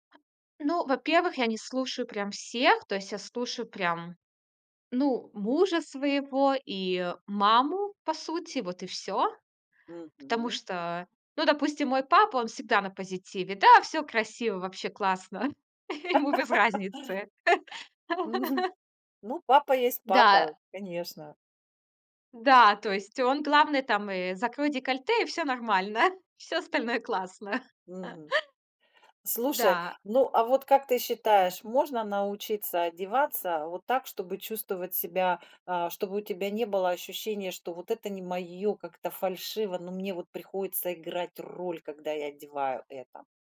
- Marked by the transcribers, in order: other background noise; laugh; chuckle; laughing while speaking: "Ему без разницы"; laugh; laugh; tapping
- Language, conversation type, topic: Russian, podcast, Как выбирать одежду, чтобы она повышала самооценку?